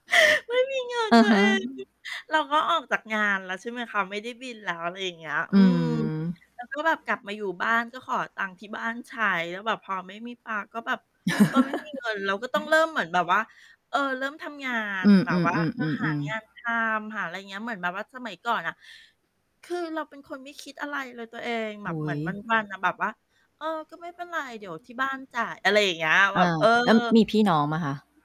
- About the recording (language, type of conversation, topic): Thai, unstructured, คุณคิดว่าการสูญเสียคนที่รักเปลี่ยนชีวิตของคุณไปอย่างไร?
- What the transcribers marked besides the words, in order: static; other background noise; mechanical hum; distorted speech; chuckle; other noise